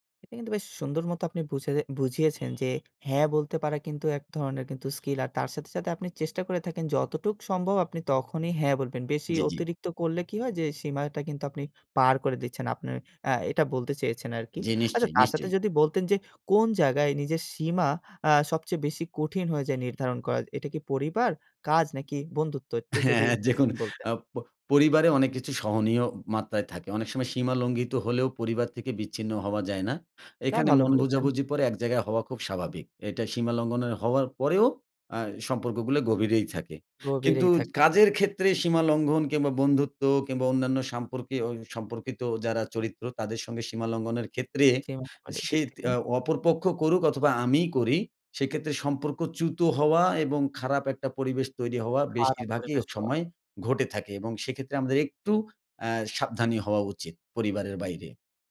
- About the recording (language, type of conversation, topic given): Bengali, podcast, নিজের সীমা নির্ধারণ করা কীভাবে শিখলেন?
- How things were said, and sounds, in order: horn; laughing while speaking: "হ্যাঁ, অ্যা দেখুন"; tapping; "সম্পর্কে" said as "সাম্পর্কে"